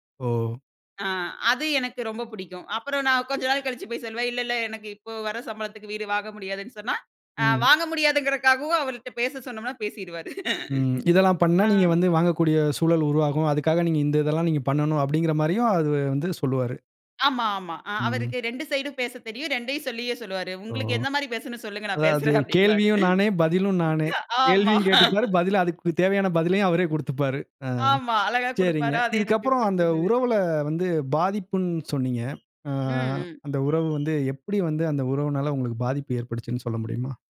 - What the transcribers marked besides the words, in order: laugh; chuckle; laughing while speaking: "உங்களுக்கு எந்த மாரி பேசணும் சொல்லுங்க நான் பேசுறேன் அப்படி என்பாரு. ஆமா"; laughing while speaking: "ஆமா. அழகா கொடுப்பாரா அது எனக்கு புடிச்சிருந்தது"; door
- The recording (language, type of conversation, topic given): Tamil, podcast, ஒரு உறவு முடிந்ததற்கான வருத்தத்தை எப்படிச் சமாளிக்கிறீர்கள்?